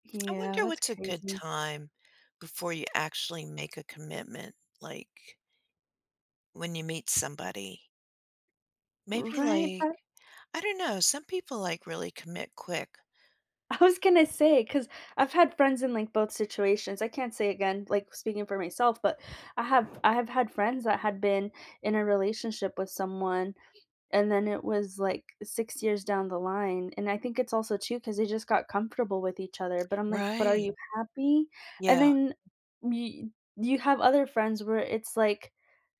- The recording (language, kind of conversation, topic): English, unstructured, What helps create a strong foundation of trust in a relationship?
- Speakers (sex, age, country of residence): female, 30-34, United States; female, 65-69, United States
- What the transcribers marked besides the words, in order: other background noise; laughing while speaking: "I"